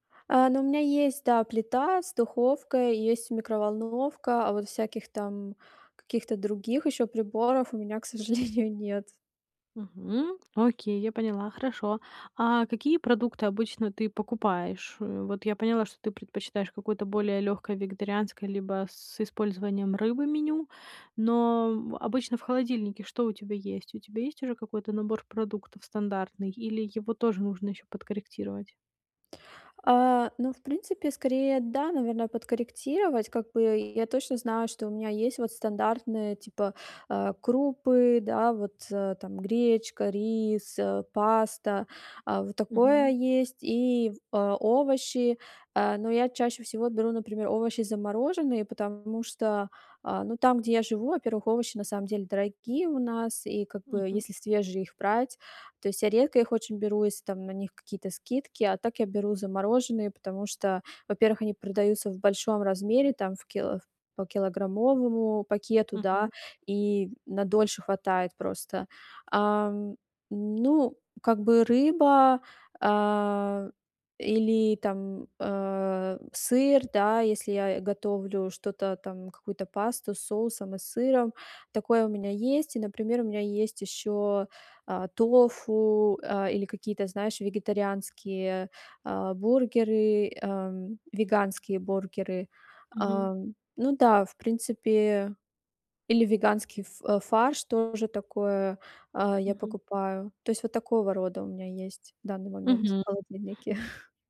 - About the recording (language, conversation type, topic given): Russian, advice, Как каждый день быстро готовить вкусную и полезную еду?
- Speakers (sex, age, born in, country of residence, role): female, 30-34, Kazakhstan, Germany, user; female, 35-39, Ukraine, United States, advisor
- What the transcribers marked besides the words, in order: laughing while speaking: "к сожалению"; laughing while speaking: "холодильнике"